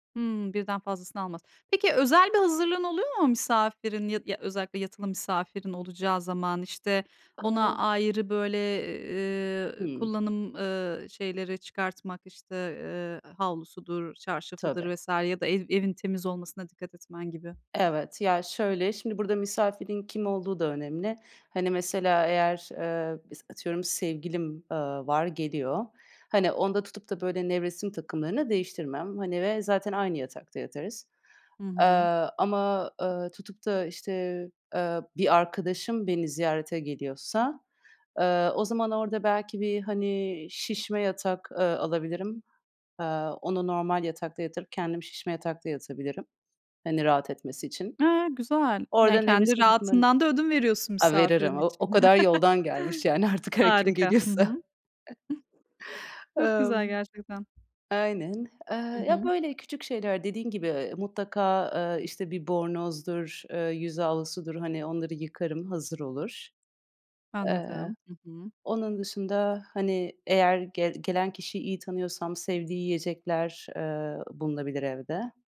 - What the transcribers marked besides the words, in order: other background noise; tapping; laugh; laughing while speaking: "yani artık her kim geliyorsa"; other noise
- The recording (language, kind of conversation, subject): Turkish, podcast, Evde kendini en güvende hissettiğin an hangisi?